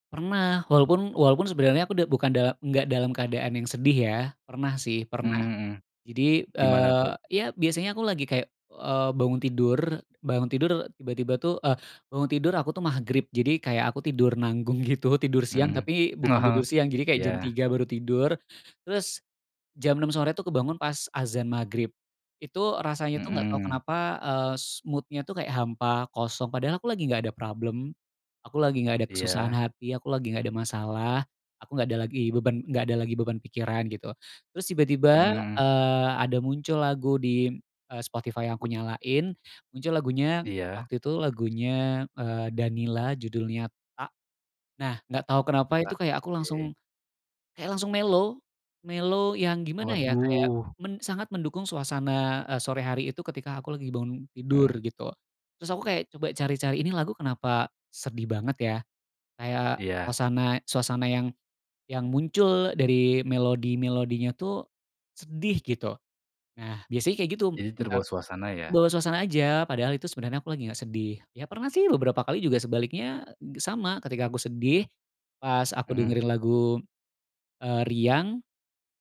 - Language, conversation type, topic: Indonesian, podcast, Bagaimana musik memengaruhi suasana hatimu sehari-hari?
- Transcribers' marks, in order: laughing while speaking: "gitu"; in English: "mood-nya"; in English: "mellow. Mellow"